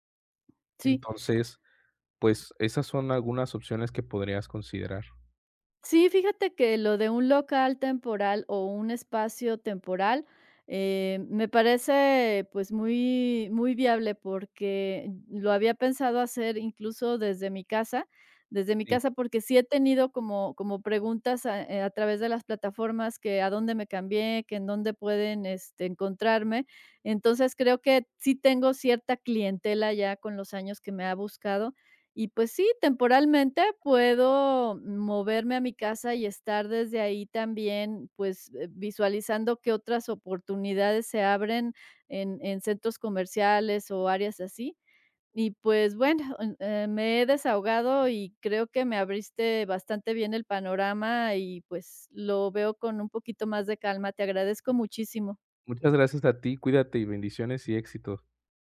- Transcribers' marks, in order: tapping; other background noise
- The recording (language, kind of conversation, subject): Spanish, advice, ¿Cómo estás manejando la incertidumbre tras un cambio inesperado de trabajo?